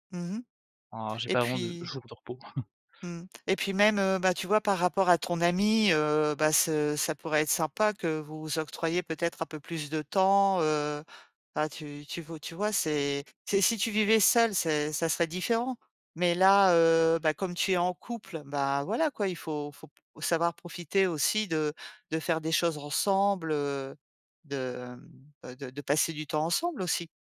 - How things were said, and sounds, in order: chuckle; tapping
- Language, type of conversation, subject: French, advice, Comment éviter le burnout créatif quand on gère trop de projets en même temps ?